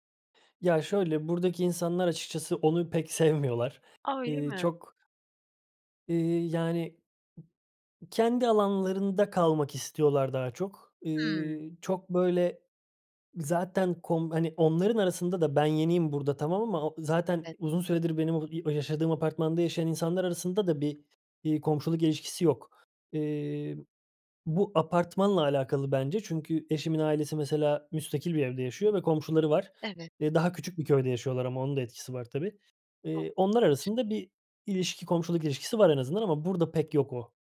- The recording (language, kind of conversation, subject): Turkish, podcast, Yeni bir semte taşınan biri, yeni komşularıyla ve mahalleyle en iyi nasıl kaynaşır?
- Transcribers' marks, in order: other background noise; unintelligible speech